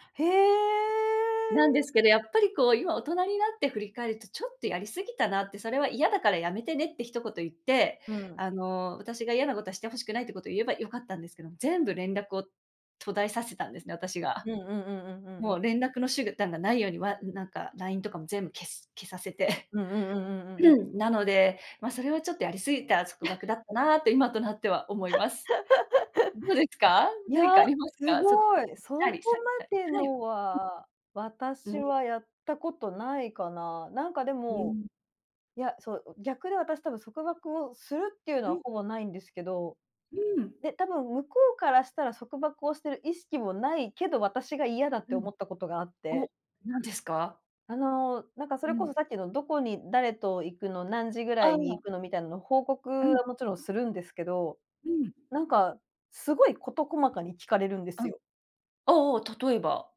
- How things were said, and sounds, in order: drawn out: "へえ"; other background noise; throat clearing; chuckle; laugh; unintelligible speech
- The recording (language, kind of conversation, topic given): Japanese, unstructured, 恋人に束縛されるのは嫌ですか？